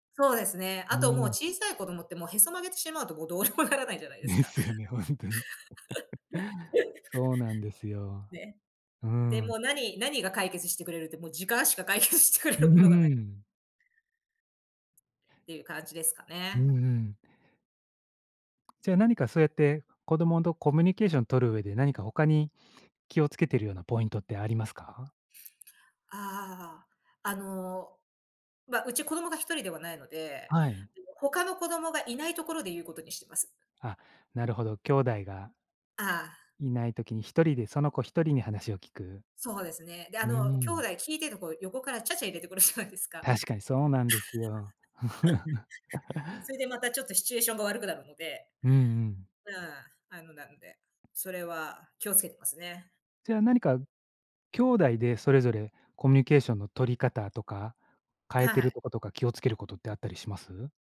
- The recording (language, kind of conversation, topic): Japanese, podcast, 親子のコミュニケーションは、どのように育てていくのがよいと思いますか？
- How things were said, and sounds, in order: laughing while speaking: "ですよね、ほんとに"; laughing while speaking: "もうどうにもならないじゃないですか"; chuckle; laughing while speaking: "もう時間しか解決してくれるものがない"; other background noise; unintelligible speech; laughing while speaking: "横からちゃちゃ入れてくるじゃないですか"; giggle; chuckle